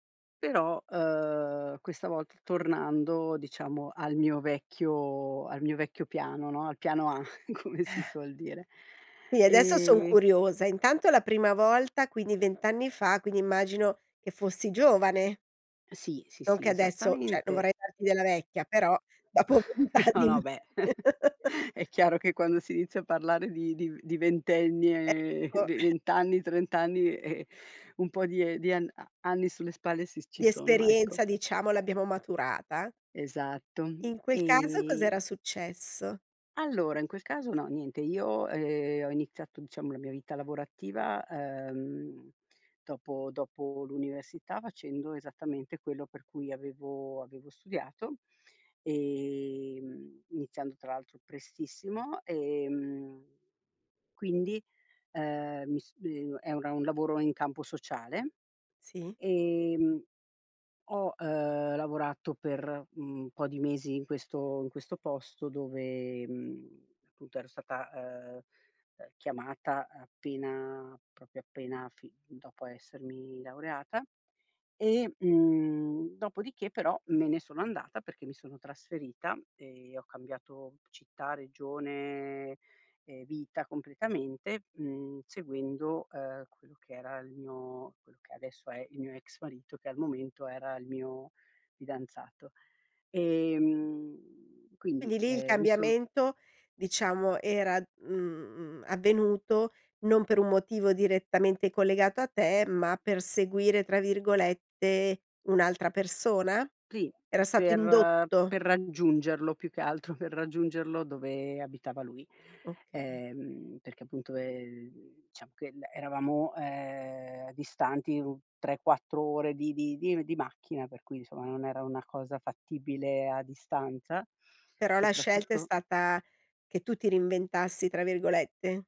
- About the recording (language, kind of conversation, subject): Italian, podcast, Raccontami di un momento in cui hai dovuto reinventarti professionalmente?
- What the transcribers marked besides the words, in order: exhale; chuckle; laughing while speaking: "come"; "cioè" said as "ceh"; other background noise; chuckle; laughing while speaking: "dopo vent anni"; chuckle; chuckle; unintelligible speech; tapping; "proprio" said as "propio"; background speech; "reinventassi" said as "rinventassi"